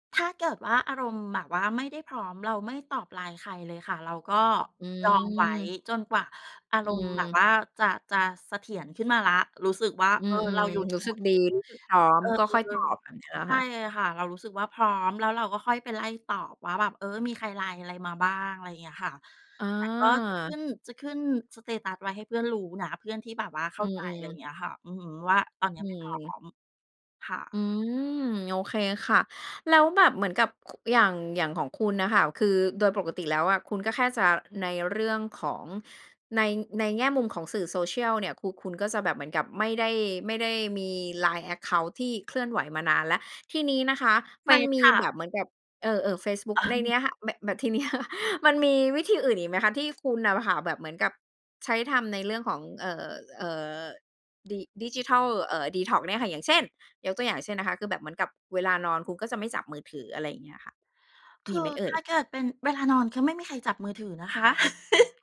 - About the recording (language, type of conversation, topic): Thai, podcast, คุณเคยทำดีท็อกซ์ดิจิทัลไหม แล้วเป็นยังไง?
- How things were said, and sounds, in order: in English: "สเตตัส"; in English: "แอ็กเคานต์"; laughing while speaking: "ทีเนี้ย"; laughing while speaking: "อะ"; laugh